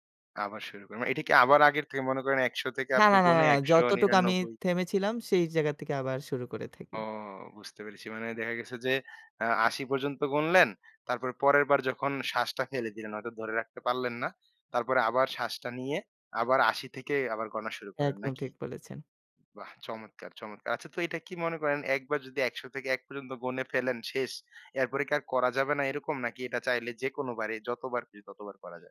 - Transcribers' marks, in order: none
- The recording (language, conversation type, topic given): Bengali, podcast, স্ট্রেসের মুহূর্তে আপনি কোন ধ্যানকৌশল ব্যবহার করেন?